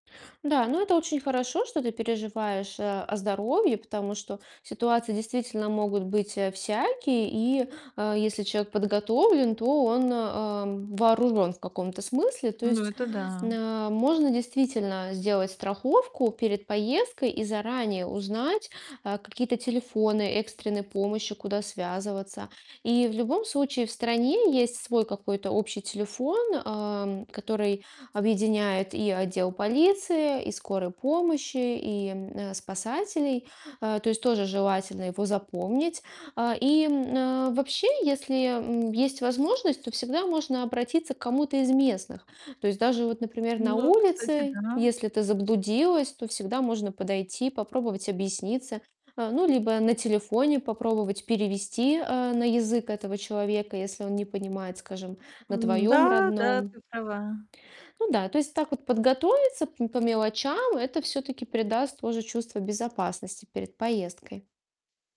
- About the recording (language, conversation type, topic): Russian, advice, Как путешествовать безопасно и с минимальным стрессом, если я часто нервничаю?
- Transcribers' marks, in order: distorted speech; tapping